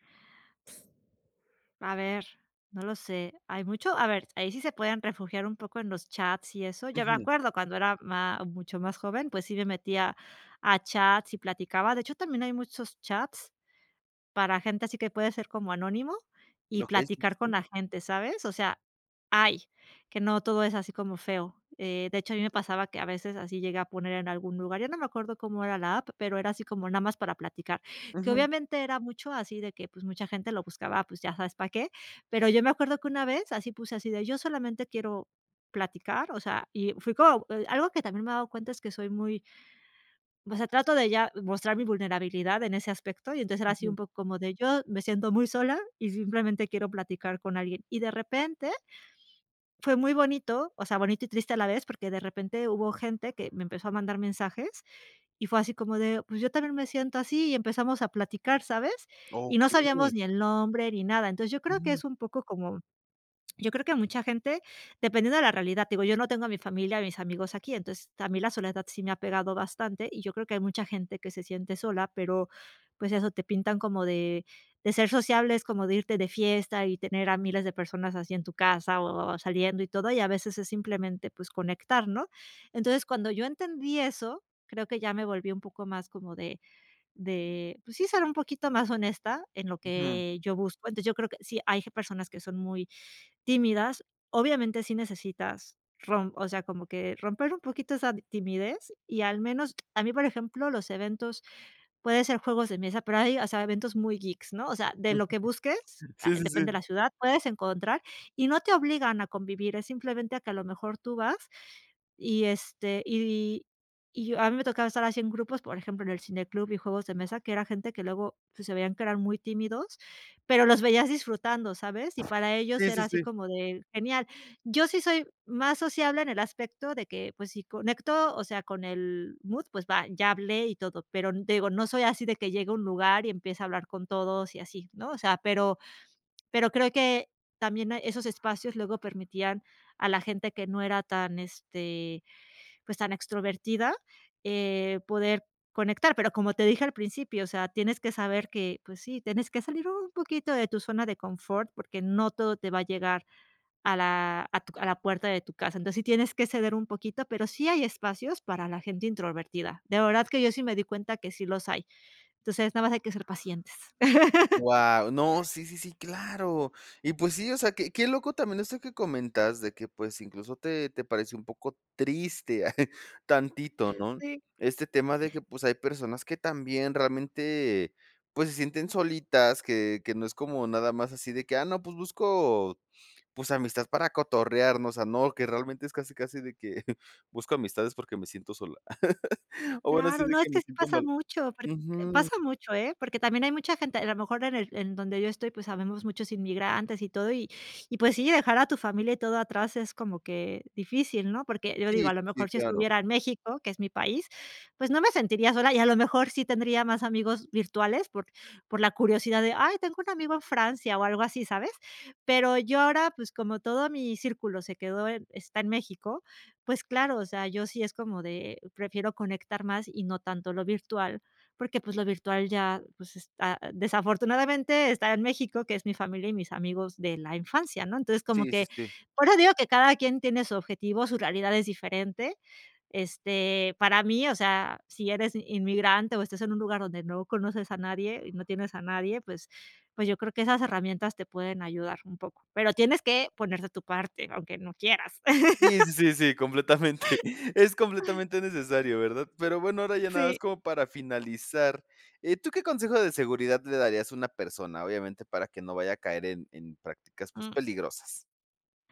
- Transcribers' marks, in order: other background noise; tapping; unintelligible speech; chuckle; chuckle; chuckle; chuckle; chuckle; laughing while speaking: "completamente"; chuckle
- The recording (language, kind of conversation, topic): Spanish, podcast, ¿Qué consejos darías para empezar a conocer gente nueva?